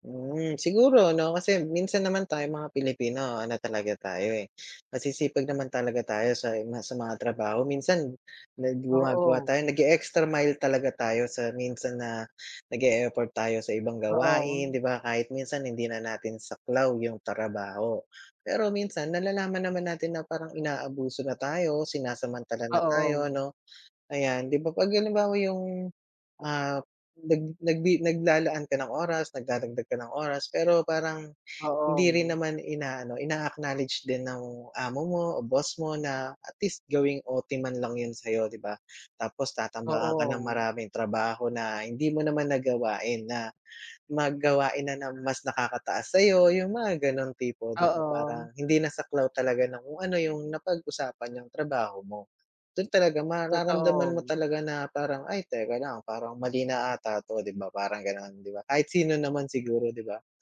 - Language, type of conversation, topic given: Filipino, unstructured, Ano ang ginagawa mo kapag pakiramdam mo ay sinasamantala ka sa trabaho?
- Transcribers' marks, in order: other background noise; tapping